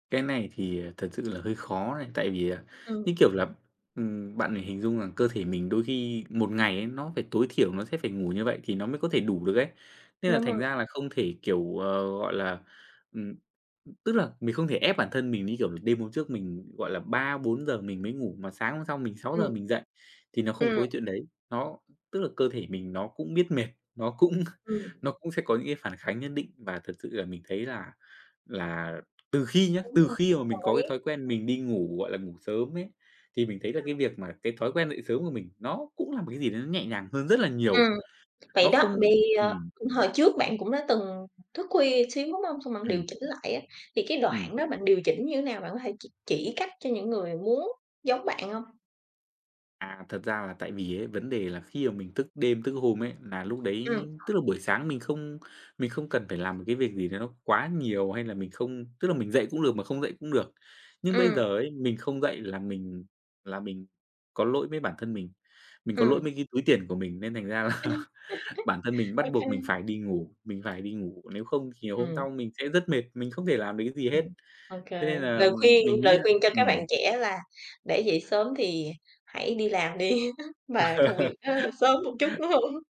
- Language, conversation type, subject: Vietnamese, podcast, Thói quen buổi sáng của bạn thường là gì?
- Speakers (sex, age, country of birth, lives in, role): female, 35-39, Vietnam, Vietnam, host; male, 25-29, Vietnam, Vietnam, guest
- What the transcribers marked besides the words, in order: tapping; other background noise; laughing while speaking: "cũng"; chuckle; laughing while speaking: "là"; chuckle; laugh; laughing while speaking: "đúng hông?"